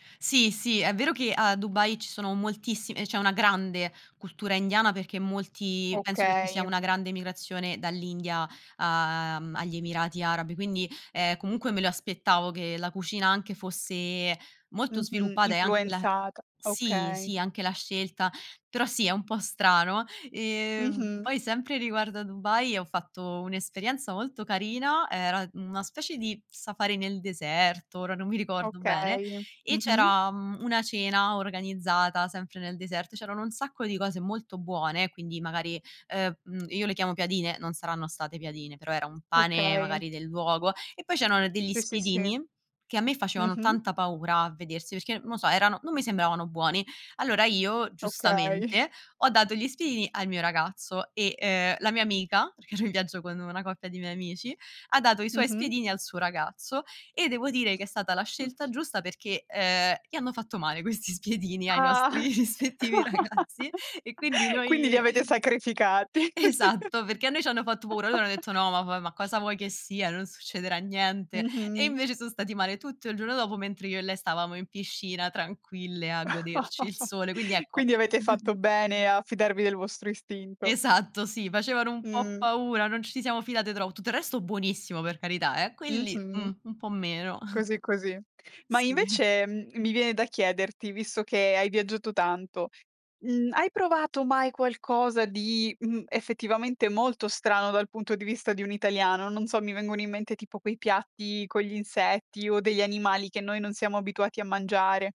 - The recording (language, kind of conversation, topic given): Italian, podcast, Che cosa ti ha insegnato provare cibi nuovi durante un viaggio?
- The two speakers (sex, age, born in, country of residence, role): female, 25-29, Italy, Italy, guest; female, 25-29, Italy, Italy, host
- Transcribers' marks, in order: tapping; other background noise; chuckle; chuckle; exhale; chuckle; laughing while speaking: "rispettivi ragazzi"; chuckle; laughing while speaking: "Esatto"; chuckle; chuckle; chuckle; chuckle